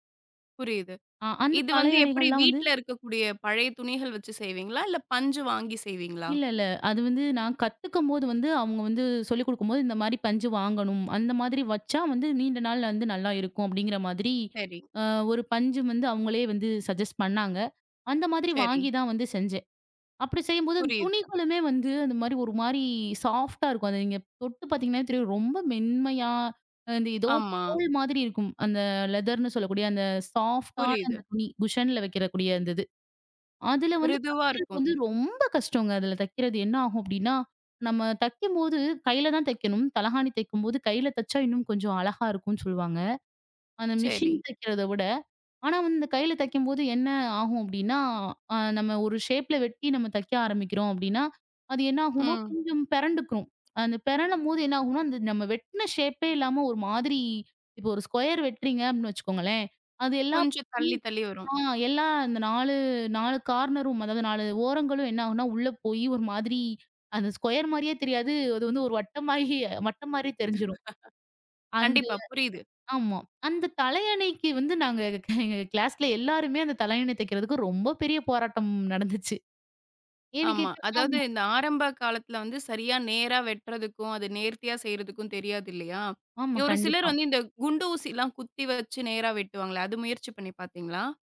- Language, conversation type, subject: Tamil, podcast, நீ கைவினைப் பொருட்களைச் செய்ய விரும்புவதற்கு உனக்கு என்ன காரணம்?
- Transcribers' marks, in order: in English: "சஜஸ்ட்"; in English: "சாஃப்ட்டா"; in English: "சாஃப்ட்டான"; in English: "குஷனில்"; unintelligible speech; in English: "ஷேப்"; in English: "ஷேப்பே"; in English: "ஸ்குயர்"; unintelligible speech; in English: "கார்னர் ரூம்"; in English: "ஸ்குயர்"; laugh; laughing while speaking: "அது ஒரு வட்டமான மாதிரி மட்டமான … பெரிய போராட்டம் நடந்திருச்சு"; other noise